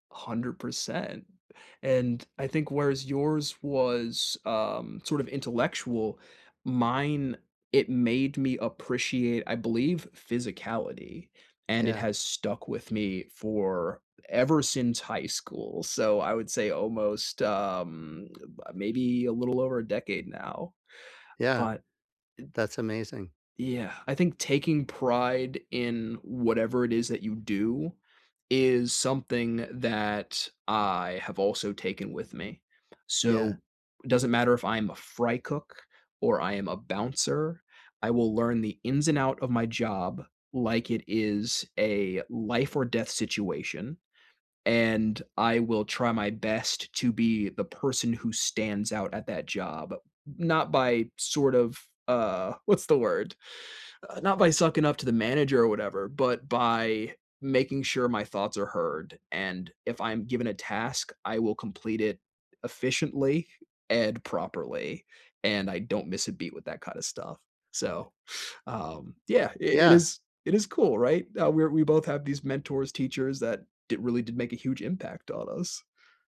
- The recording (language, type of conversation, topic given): English, unstructured, Who is a teacher or mentor who has made a big impact on you?
- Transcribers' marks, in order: lip smack